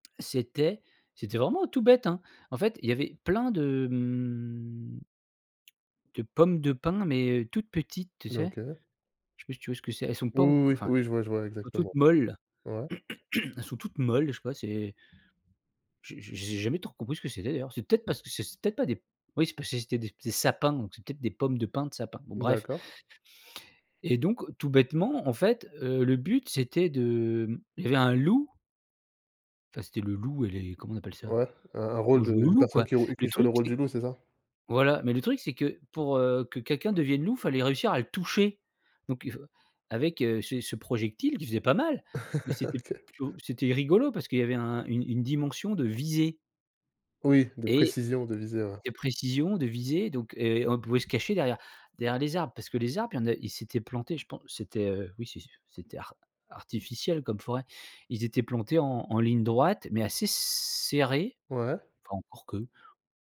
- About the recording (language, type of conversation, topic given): French, podcast, Quel était ton endroit secret pour jouer quand tu étais petit ?
- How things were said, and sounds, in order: drawn out: "mmh"; throat clearing; laugh; drawn out: "serrés"